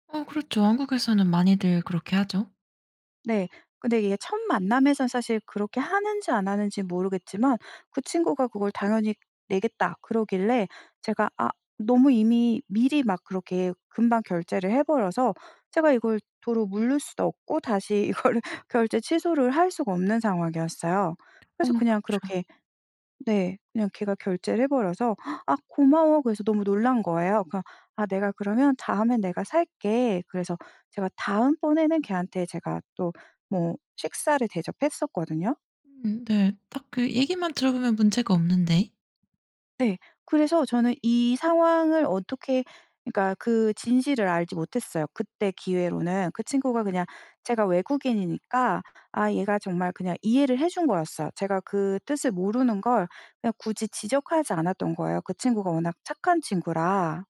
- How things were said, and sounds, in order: laughing while speaking: "이걸"; tapping
- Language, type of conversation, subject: Korean, podcast, 문화 차이 때문에 어색했던 순간을 이야기해 주실래요?
- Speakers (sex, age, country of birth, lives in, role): female, 30-34, South Korea, United States, host; female, 40-44, South Korea, France, guest